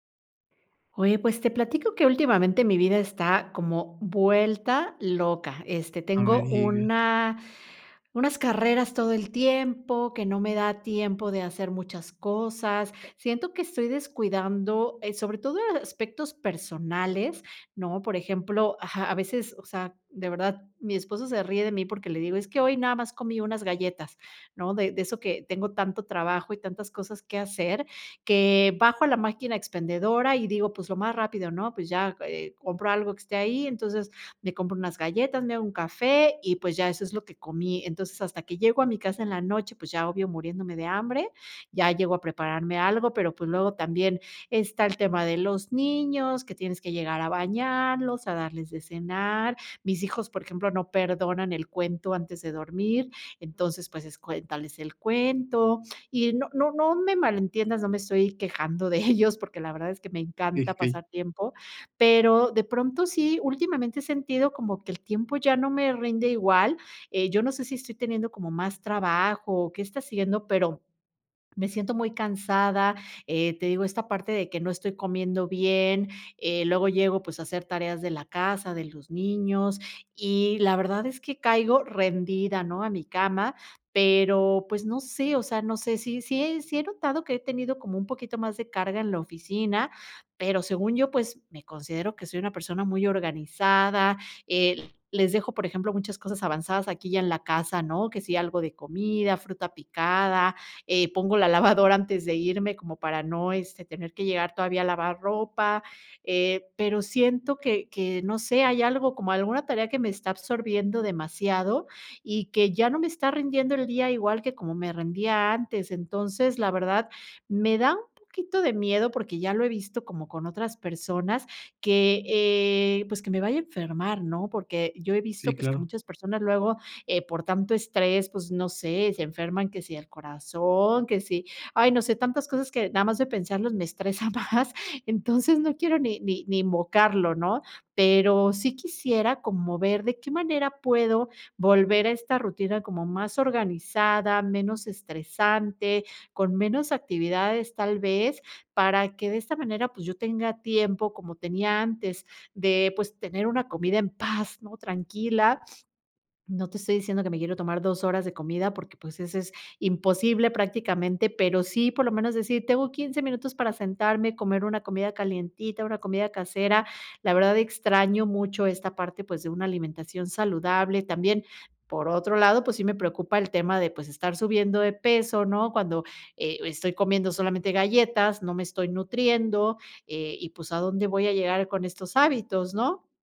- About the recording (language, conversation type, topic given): Spanish, advice, ¿Cómo has descuidado tu salud al priorizar el trabajo o cuidar a otros?
- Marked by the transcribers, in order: chuckle; other background noise; chuckle; sniff